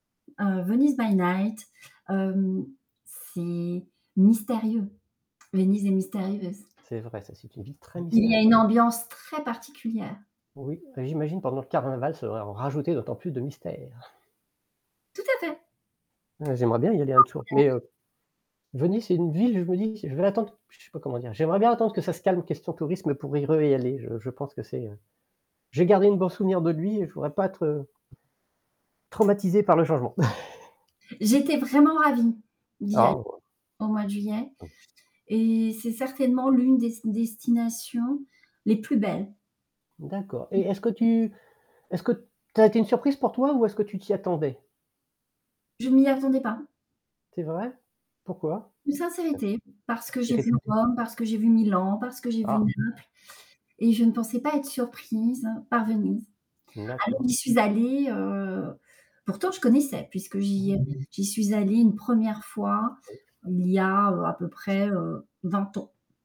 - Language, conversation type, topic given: French, unstructured, Quelle destination t’a le plus surpris par sa beauté ?
- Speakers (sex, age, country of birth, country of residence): female, 45-49, France, France; male, 50-54, France, France
- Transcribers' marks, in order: in English: "by night"; stressed: "mystérieux"; tapping; distorted speech; static; stressed: "rajouter"; put-on voice: "mystères"; unintelligible speech; unintelligible speech; chuckle; unintelligible speech; unintelligible speech; unintelligible speech; unintelligible speech; other background noise